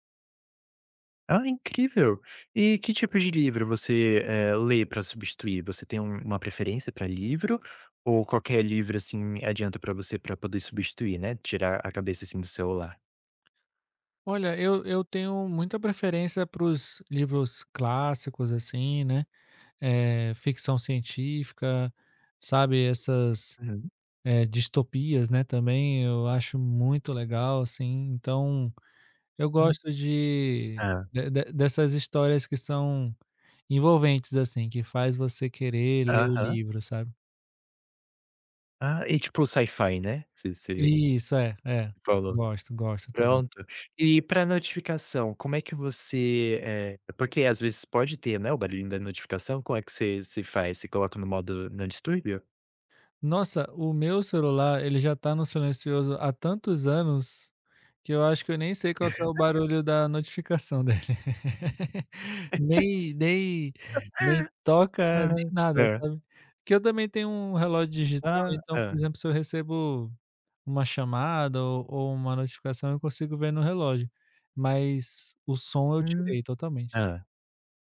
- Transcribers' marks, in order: in English: "SyFy"; chuckle; chuckle; laugh
- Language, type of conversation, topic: Portuguese, podcast, Como o celular e as redes sociais afetam suas amizades?